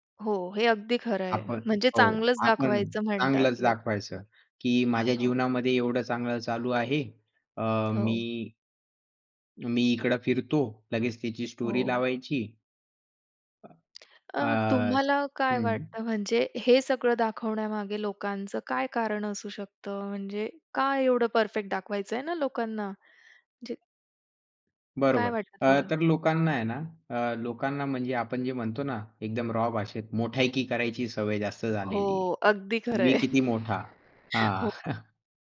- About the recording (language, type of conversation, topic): Marathi, podcast, सामाजिक माध्यमांवर लोकांचे आयुष्य नेहमीच परिपूर्ण का दिसते?
- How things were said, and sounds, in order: other background noise; tapping; in English: "स्टोरी"; chuckle